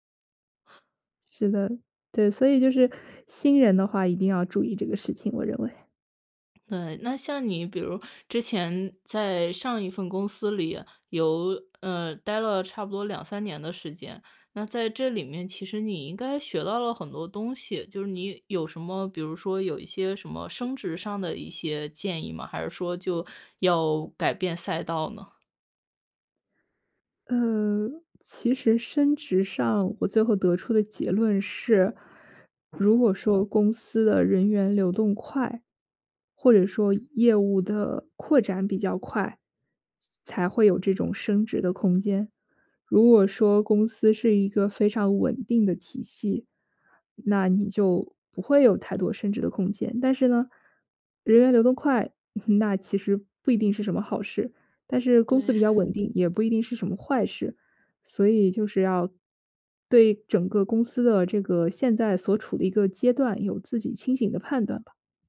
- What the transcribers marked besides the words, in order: other noise; other background noise; chuckle
- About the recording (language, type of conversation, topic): Chinese, podcast, 你会给刚踏入职场的人什么建议？
- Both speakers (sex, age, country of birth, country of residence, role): female, 25-29, China, France, guest; female, 30-34, China, United States, host